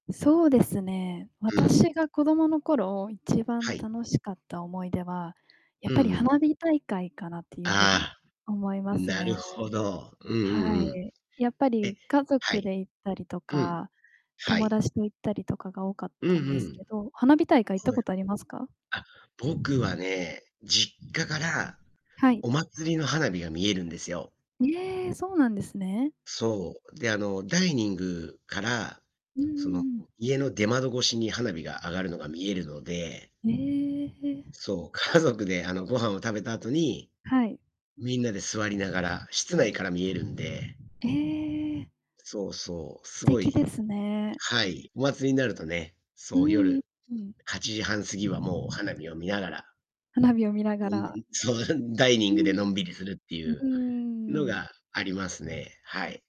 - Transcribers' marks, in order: distorted speech; static; unintelligible speech; laughing while speaking: "家族で"
- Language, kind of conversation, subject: Japanese, unstructured, 子どもの頃の一番楽しかった思い出は何ですか？